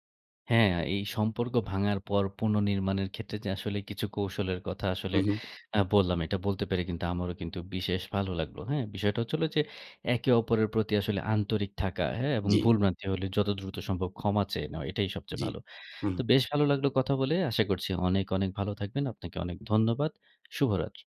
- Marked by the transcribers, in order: none
- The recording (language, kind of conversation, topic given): Bengali, podcast, একটি ভাঙা সম্পর্ক কীভাবে পুনর্নির্মাণ শুরু করবেন?